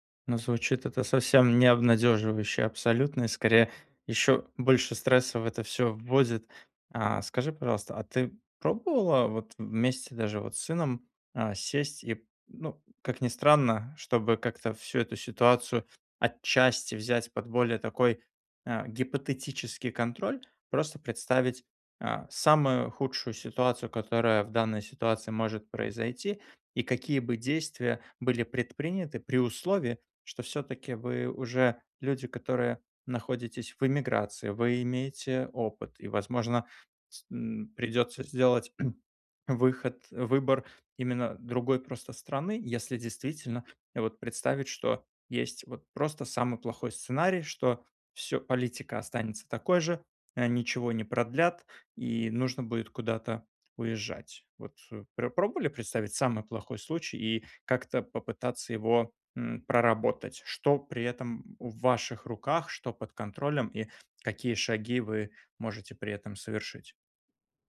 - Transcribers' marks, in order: tapping; throat clearing
- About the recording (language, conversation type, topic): Russian, advice, Как мне сменить фокус внимания и принять настоящий момент?